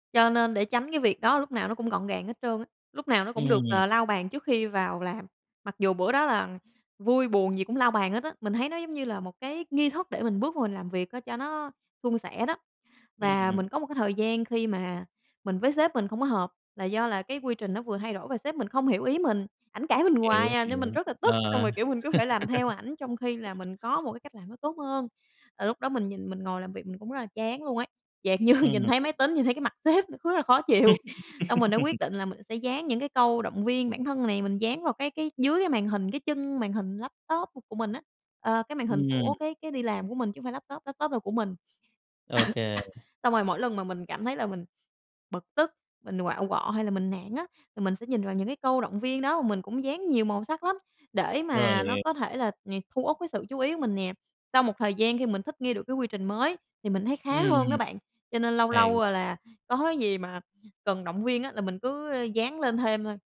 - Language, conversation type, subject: Vietnamese, podcast, Bạn tổ chức góc làm việc ở nhà như thế nào để dễ tập trung?
- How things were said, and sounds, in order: tapping; other background noise; laugh; laughing while speaking: "như"; laugh; laughing while speaking: "chịu"; cough; unintelligible speech